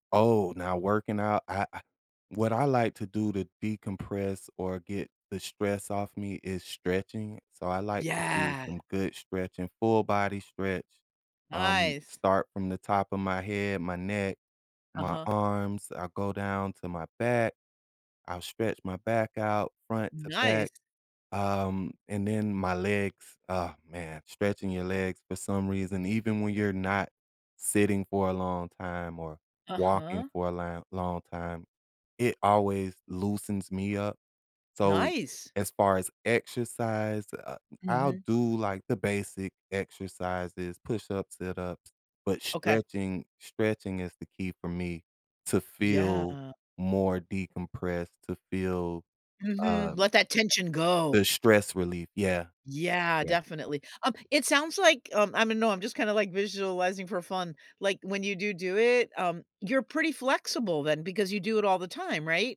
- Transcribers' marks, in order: exhale; tapping; "don't" said as "mon't"
- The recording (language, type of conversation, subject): English, unstructured, What small habits help me feel grounded during hectic times?
- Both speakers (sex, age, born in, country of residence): female, 65-69, United States, United States; male, 45-49, United States, United States